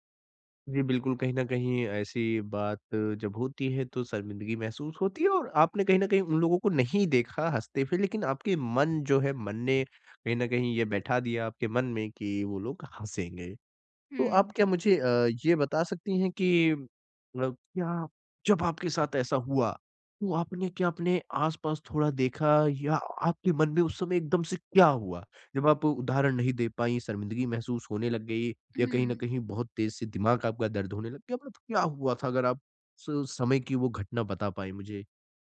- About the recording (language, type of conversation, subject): Hindi, advice, सार्वजनिक शर्मिंदगी के बाद मैं अपना आत्मविश्वास कैसे वापस पा सकता/सकती हूँ?
- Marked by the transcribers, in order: none